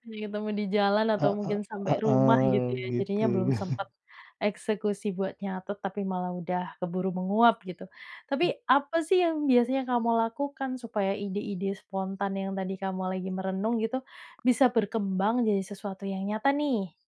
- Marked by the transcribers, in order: other animal sound; chuckle; other background noise; tapping
- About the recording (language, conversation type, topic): Indonesian, podcast, Bagaimana cara kamu menangkap ide yang muncul tiba-tiba supaya tidak hilang?
- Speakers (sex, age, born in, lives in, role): female, 30-34, Indonesia, Indonesia, host; male, 35-39, Indonesia, Indonesia, guest